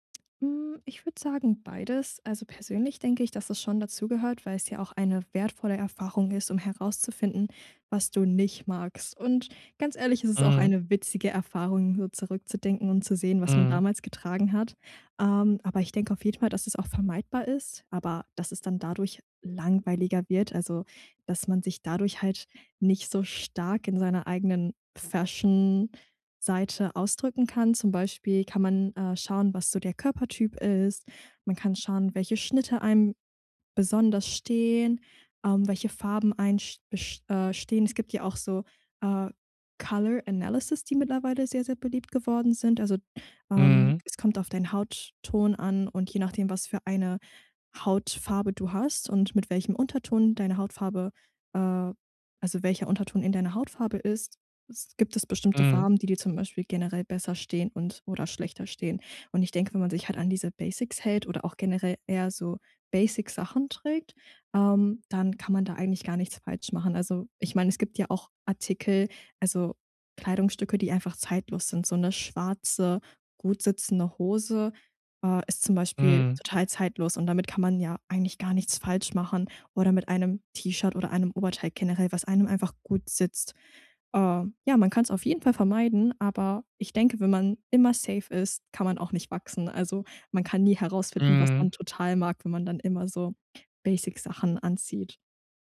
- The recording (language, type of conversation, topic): German, podcast, Was war dein peinlichster Modefehltritt, und was hast du daraus gelernt?
- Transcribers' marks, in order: in English: "Color Analysis"; in English: "Basics"; in English: "Basic"; in English: "Basic"